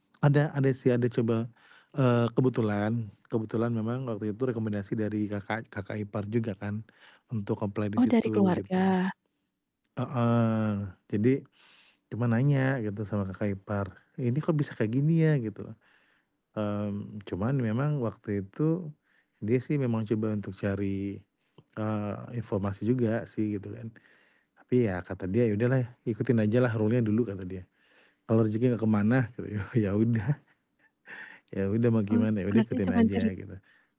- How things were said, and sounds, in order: in English: "apply"; in English: "rule-nya"; laughing while speaking: "udah"
- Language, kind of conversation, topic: Indonesian, podcast, Bagaimana kamu biasanya menghadapi kegagalan?
- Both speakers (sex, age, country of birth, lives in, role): female, 25-29, Indonesia, Indonesia, host; male, 35-39, Indonesia, Indonesia, guest